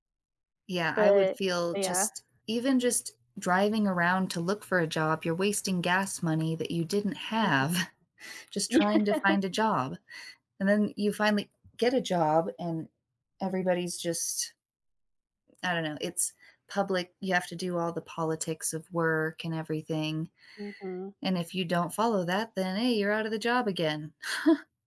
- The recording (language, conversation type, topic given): English, unstructured, How do people cope with the sudden changes that come from losing a job?
- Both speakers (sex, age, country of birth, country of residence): female, 30-34, United States, United States; female, 35-39, United States, United States
- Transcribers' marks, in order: laughing while speaking: "Yeah"; chuckle; other background noise; chuckle